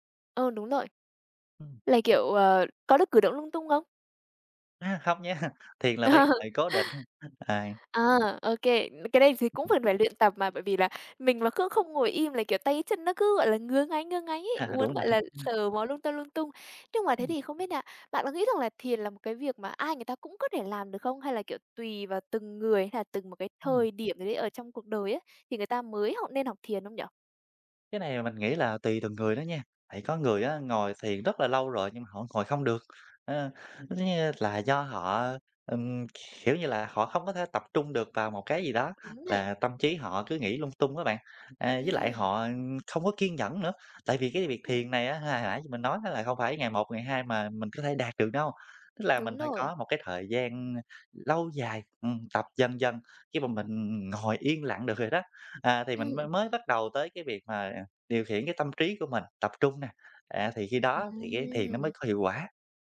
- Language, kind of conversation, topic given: Vietnamese, podcast, Thiền giúp bạn quản lý căng thẳng như thế nào?
- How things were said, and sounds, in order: laughing while speaking: "nha"; laugh; other background noise; tapping; laugh